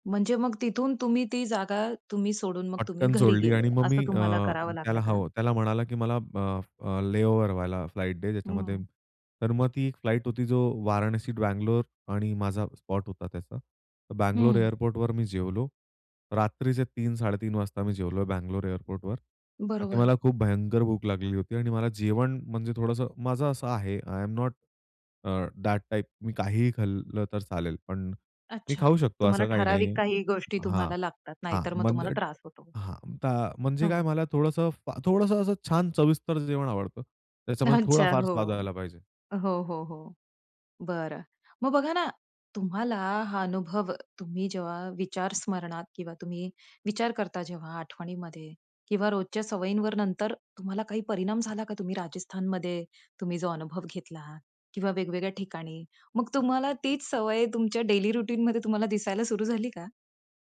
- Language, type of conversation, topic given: Marathi, podcast, प्रवासात वेगळी संस्कृती अनुभवताना तुम्हाला कसं वाटलं?
- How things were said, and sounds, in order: tapping; in English: "लेओव्हर"; in English: "फ्लाइट"; in English: "फ्लाइट"; other background noise; in English: "आय एम नॉट अ, दॅट टाइप"; other noise; laughing while speaking: "अच्छा"; in English: "डेली रुटीनमध्ये"